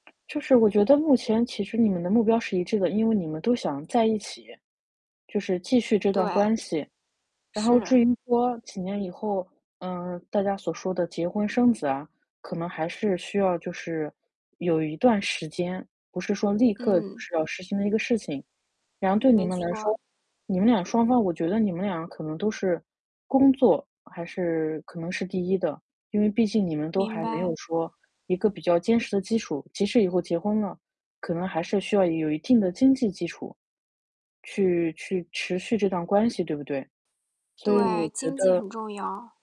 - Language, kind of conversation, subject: Chinese, advice, 我们的人生目标一致吗，应该怎么确认？
- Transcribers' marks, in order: other noise; static; distorted speech